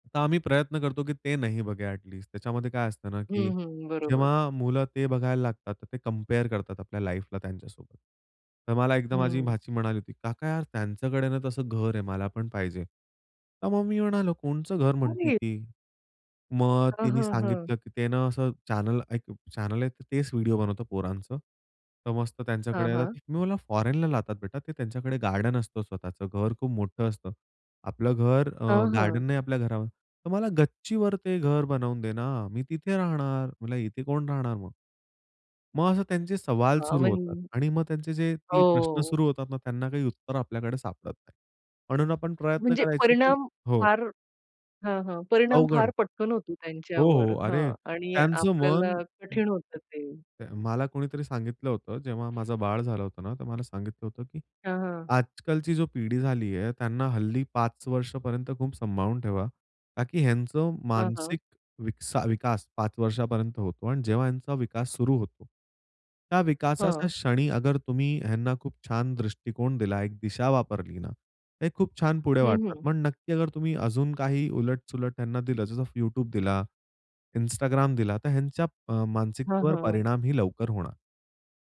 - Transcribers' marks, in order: "बघायचं" said as "बघाय"; tapping; in English: "लाईफला"; surprised: "अरे!"; "कोणतं" said as "कोणचं"; in English: "चॅनेल"; in English: "चॅनेल"; other background noise
- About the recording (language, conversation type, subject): Marathi, podcast, घरात मोबाईल वापराचे नियम कसे ठरवावेत?